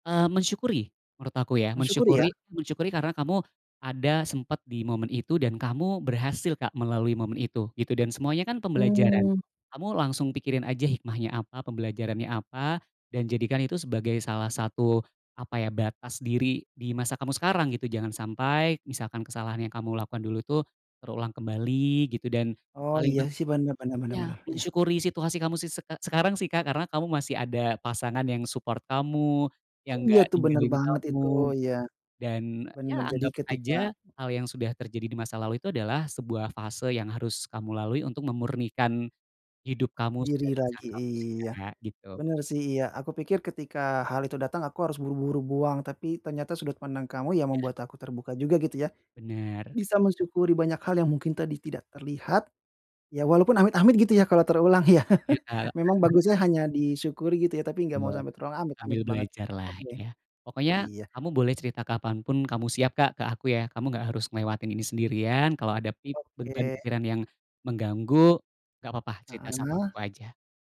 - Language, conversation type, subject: Indonesian, advice, Mengapa saya sulit memaafkan diri sendiri atas kesalahan di masa lalu?
- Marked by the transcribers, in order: other background noise; tapping; in English: "support"; chuckle